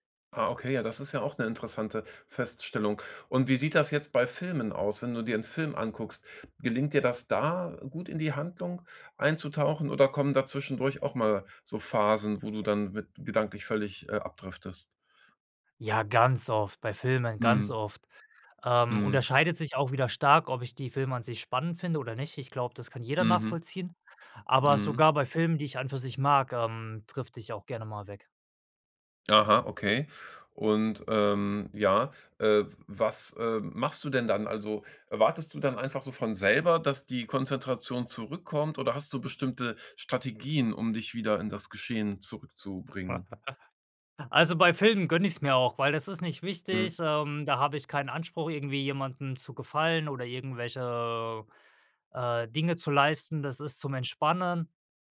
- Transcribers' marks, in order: other background noise; chuckle
- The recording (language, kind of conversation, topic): German, podcast, Woran merkst du, dass dich zu viele Informationen überfordern?